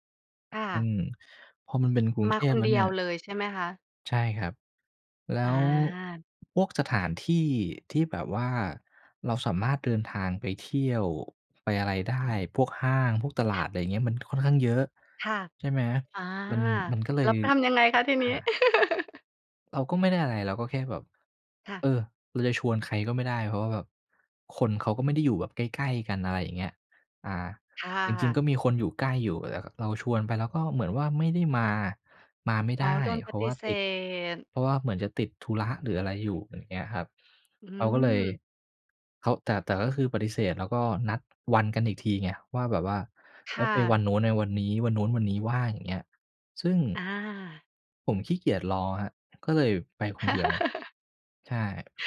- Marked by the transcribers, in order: tapping; unintelligible speech; giggle; drawn out: "เสธ"; laugh
- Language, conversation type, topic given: Thai, podcast, เคยเดินทางคนเดียวแล้วเป็นยังไงบ้าง?